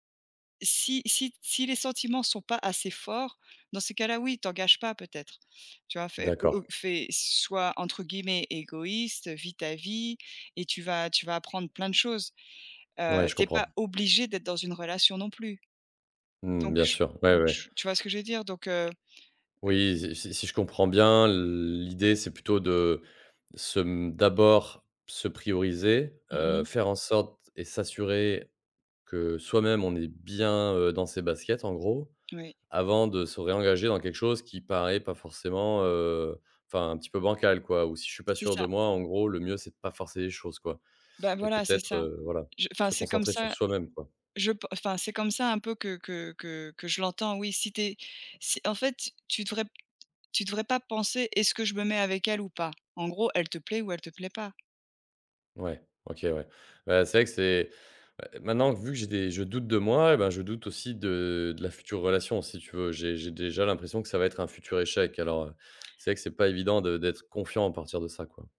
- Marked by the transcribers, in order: tapping
- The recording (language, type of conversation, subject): French, advice, Comment surmonter la peur de se remettre en couple après une rupture douloureuse ?